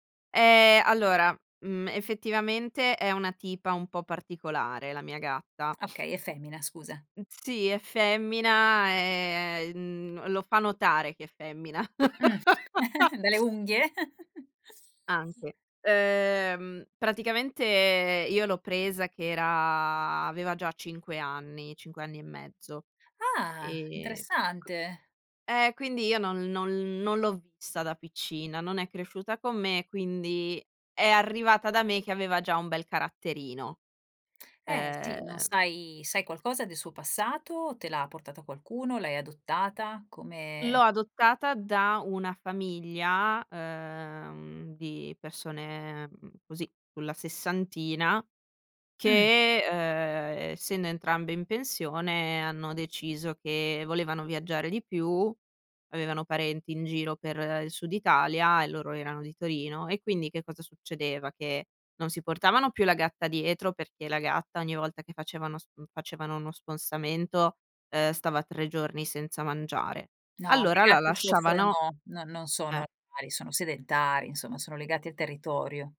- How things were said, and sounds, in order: other background noise; chuckle; chuckle; unintelligible speech
- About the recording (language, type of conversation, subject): Italian, podcast, Cosa fai quando senti di aver bisogno di ricaricarti?